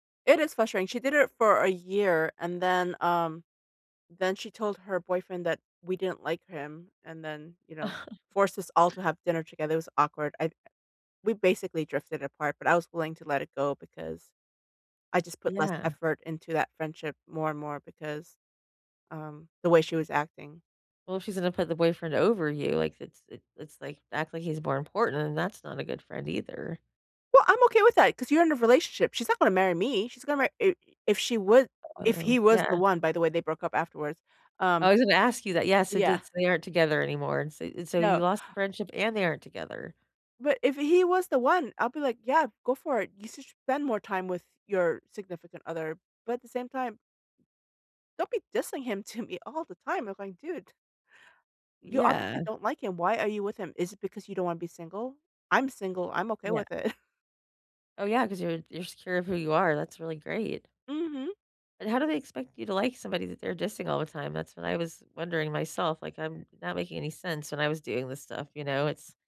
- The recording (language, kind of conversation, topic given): English, unstructured, How do I know when it's time to end my relationship?
- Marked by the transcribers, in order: laugh; tapping; laughing while speaking: "it"